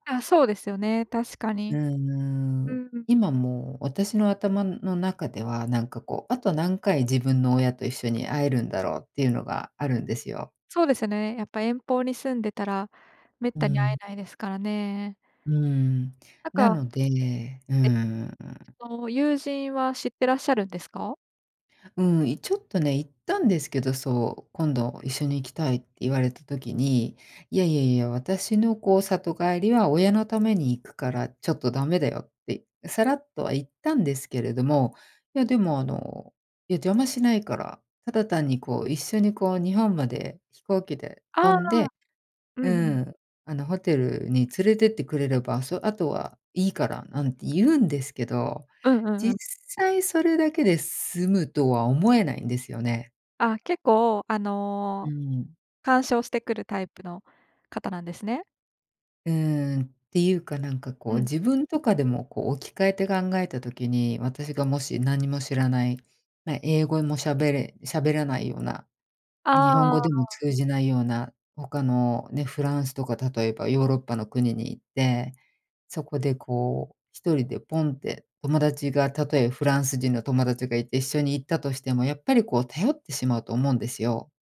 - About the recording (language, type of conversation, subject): Japanese, advice, 友人との境界線をはっきり伝えるにはどうすればよいですか？
- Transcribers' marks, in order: none